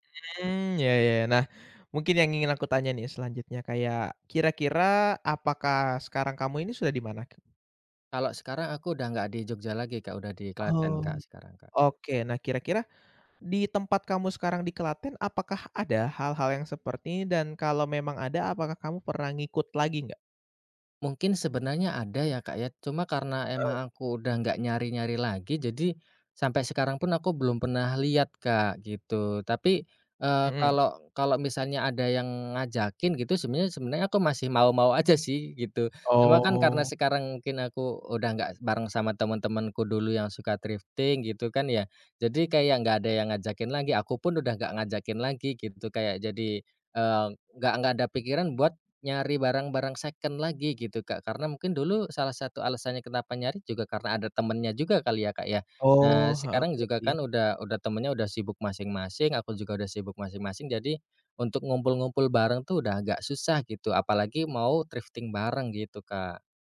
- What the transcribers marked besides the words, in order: other background noise; in English: "thrifting"; tapping; in English: "thrifting"
- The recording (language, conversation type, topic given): Indonesian, podcast, Apa kamu pernah membeli atau memakai barang bekas, dan bagaimana pengalamanmu saat berbelanja barang bekas?